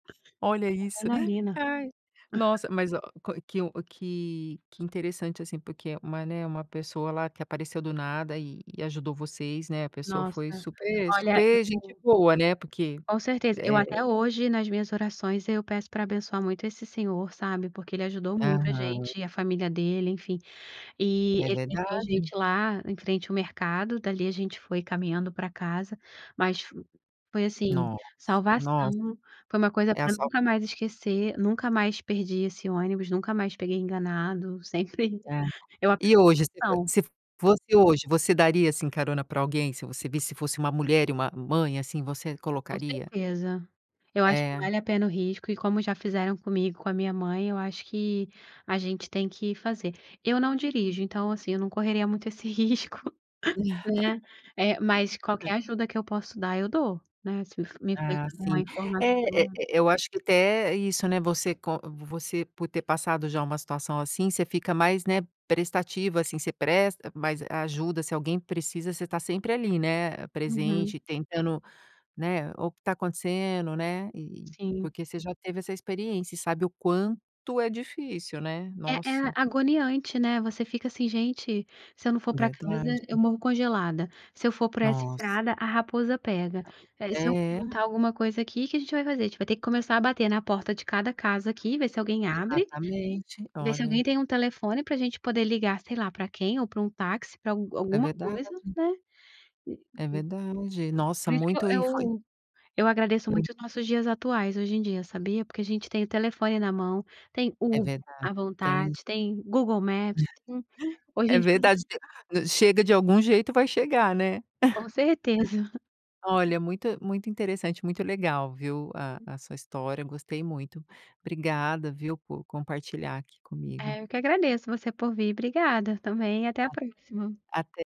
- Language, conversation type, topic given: Portuguese, podcast, Você já foi ajudado por alguém do lugar que não conhecia? Como foi?
- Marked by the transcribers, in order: tapping; chuckle; unintelligible speech; laugh; unintelligible speech; stressed: "quanto"; other noise; laugh; chuckle